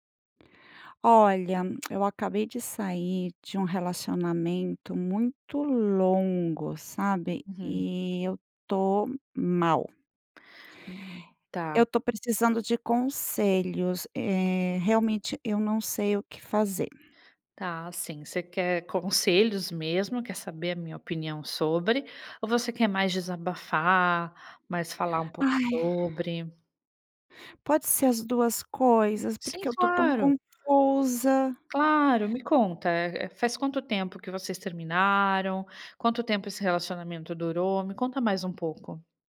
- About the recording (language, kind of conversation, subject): Portuguese, advice, Como você está lidando com o fim de um relacionamento de longo prazo?
- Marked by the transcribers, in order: none